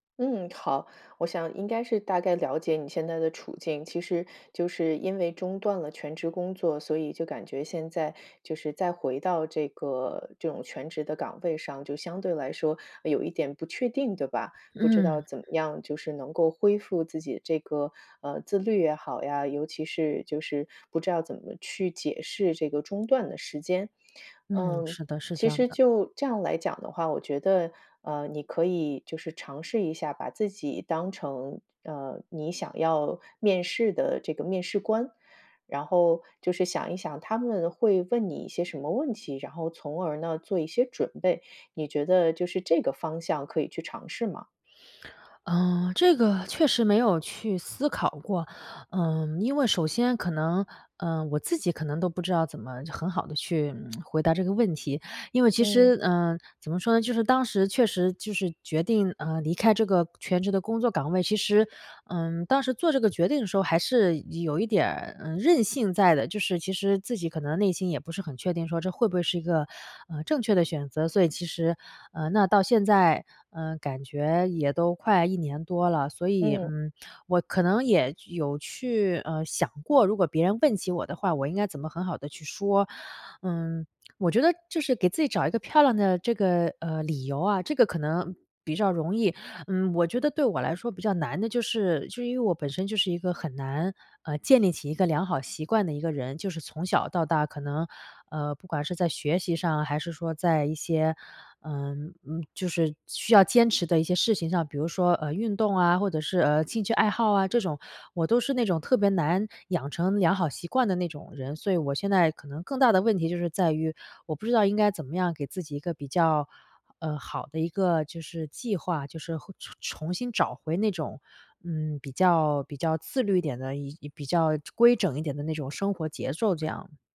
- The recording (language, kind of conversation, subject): Chinese, advice, 中断一段时间后开始自我怀疑，怎样才能重新找回持续的动力和自律？
- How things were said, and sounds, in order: tsk